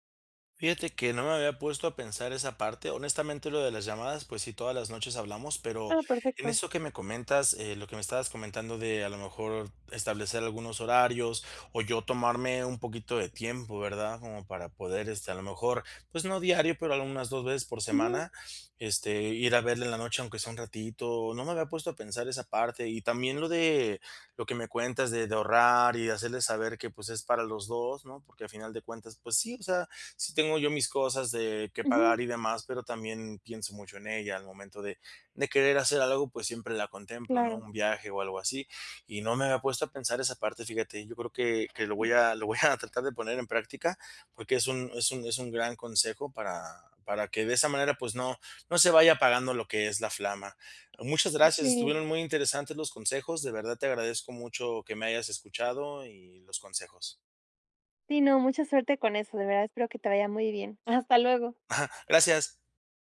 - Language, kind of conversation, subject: Spanish, advice, ¿Cómo puedo manejar el sentirme atacado por las críticas de mi pareja sobre mis hábitos?
- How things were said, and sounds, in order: other background noise; other noise; laughing while speaking: "lo voy a"; "Sí" said as "Ti"; laughing while speaking: "Hasta"